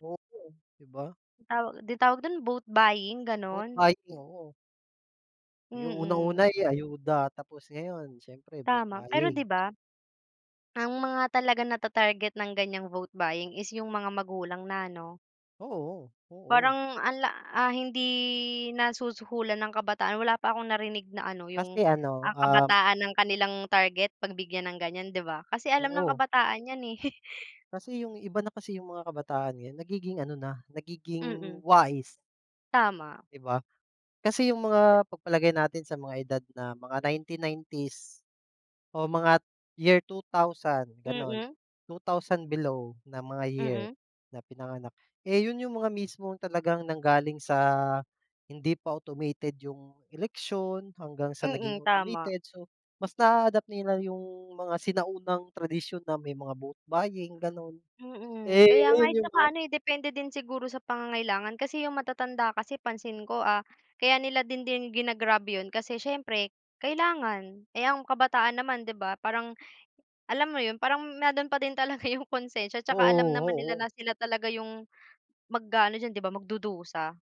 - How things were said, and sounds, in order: other background noise; chuckle; tapping
- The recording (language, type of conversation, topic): Filipino, unstructured, Paano makakatulong ang mga kabataan sa pagbabago ng pamahalaan?